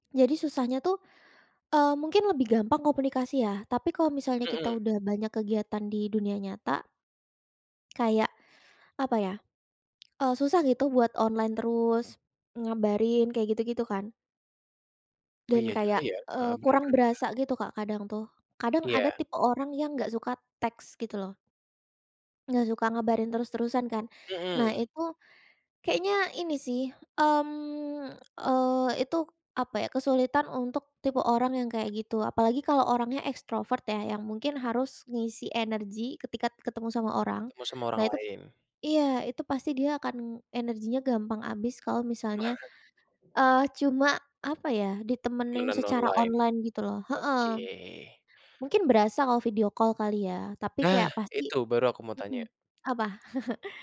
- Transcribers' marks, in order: drawn out: "mmm"; tapping; chuckle; in English: "video call"; chuckle
- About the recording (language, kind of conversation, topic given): Indonesian, podcast, Menurut kamu, apa perbedaan kedekatan lewat daring dan tatap muka dalam pertemanan sehari-hari?